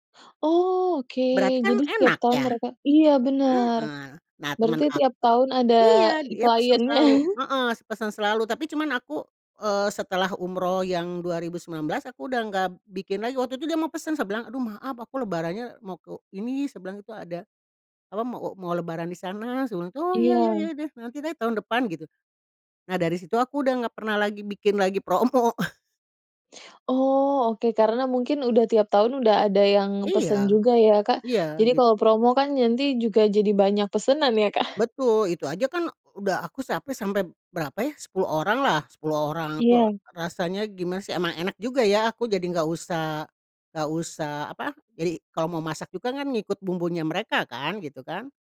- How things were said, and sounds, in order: chuckle; laughing while speaking: "promo"; other background noise
- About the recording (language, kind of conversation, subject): Indonesian, podcast, Ceritakan hidangan apa yang selalu ada di perayaan keluargamu?